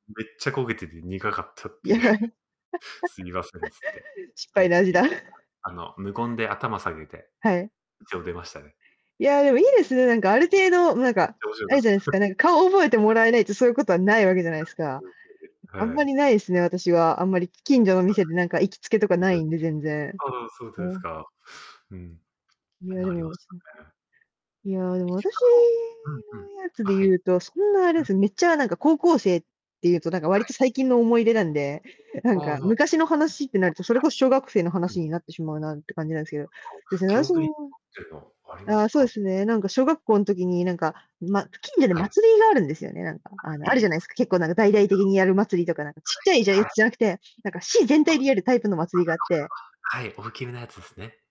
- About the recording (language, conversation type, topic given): Japanese, unstructured, 子どものころの一番楽しい思い出は何ですか？
- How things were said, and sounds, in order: laughing while speaking: "苦かったっていう"; laughing while speaking: "いや。失敗の味だ"; chuckle; distorted speech; unintelligible speech; chuckle; unintelligible speech; unintelligible speech; unintelligible speech; unintelligible speech; unintelligible speech; unintelligible speech; unintelligible speech